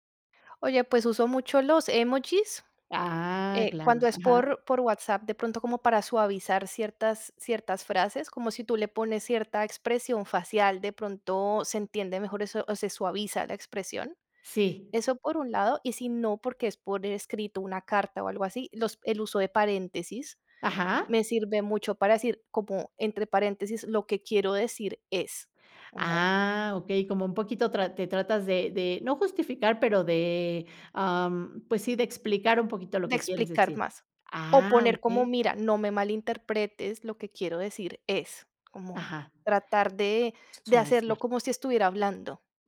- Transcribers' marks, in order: none
- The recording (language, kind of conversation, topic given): Spanish, podcast, ¿Te resulta más fácil compartir tus emociones en línea o en persona?